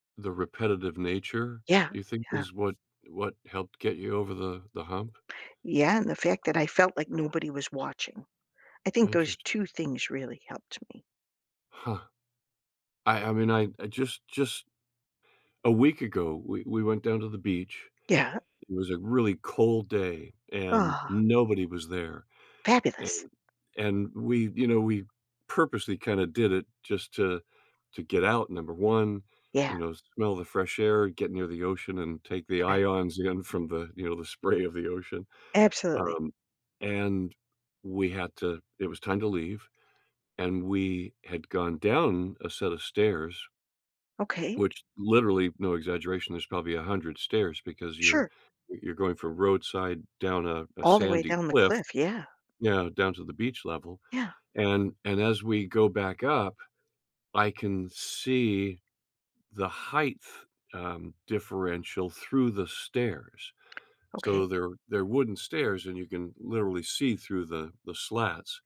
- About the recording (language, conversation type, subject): English, unstructured, How do I notice and shift a small belief that's limiting me?
- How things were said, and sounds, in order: other background noise; tapping